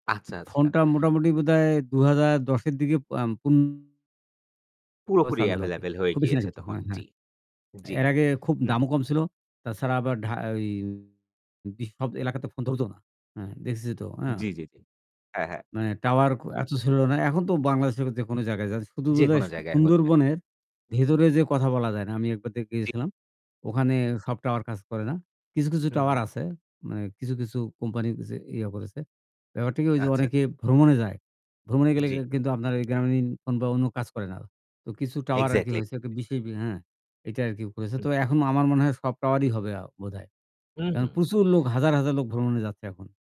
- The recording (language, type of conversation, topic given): Bengali, unstructured, প্রেমের সম্পর্কে টিকে থাকার সবচেয়ে বড় চ্যালেঞ্জ কী?
- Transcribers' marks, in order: other background noise; distorted speech; static; tapping